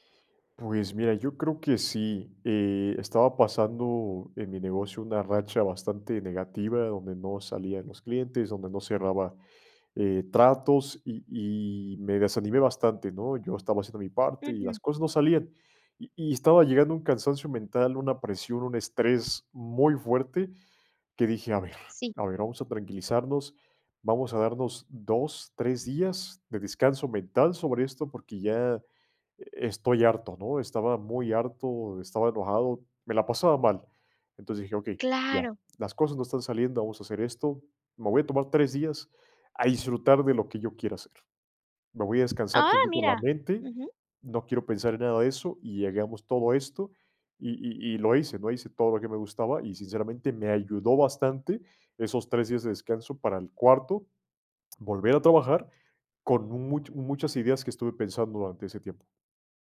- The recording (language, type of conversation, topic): Spanish, podcast, ¿Qué técnicas usas para salir de un bloqueo mental?
- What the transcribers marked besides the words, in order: other noise